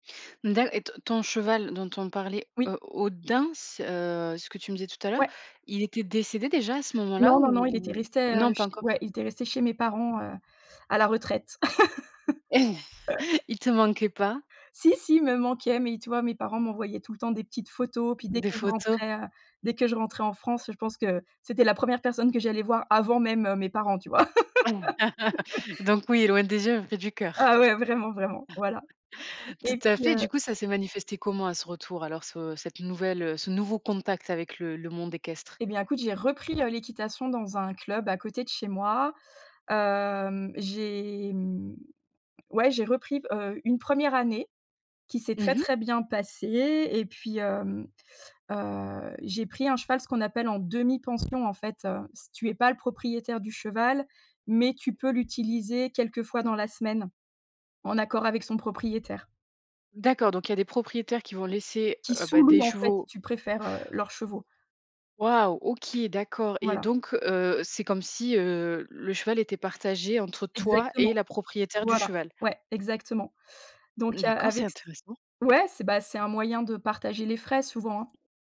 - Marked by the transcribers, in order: chuckle; laugh; tapping; chuckle; laugh
- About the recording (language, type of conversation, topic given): French, podcast, Peux-tu raconter un souvenir marquant lié à ton passe-temps préféré ?